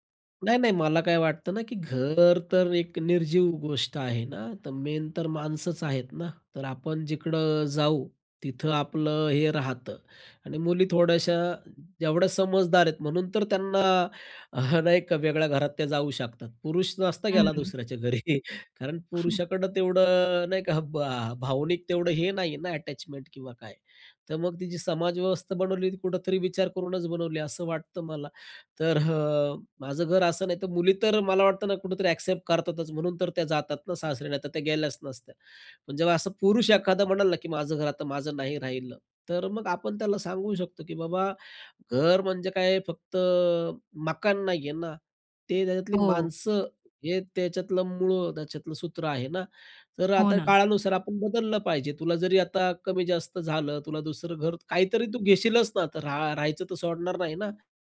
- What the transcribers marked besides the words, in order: in English: "मेन"; tapping; chuckle; laughing while speaking: "घरी"; other background noise
- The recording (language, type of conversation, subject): Marathi, podcast, तुमच्यासाठी घर म्हणजे नेमकं काय?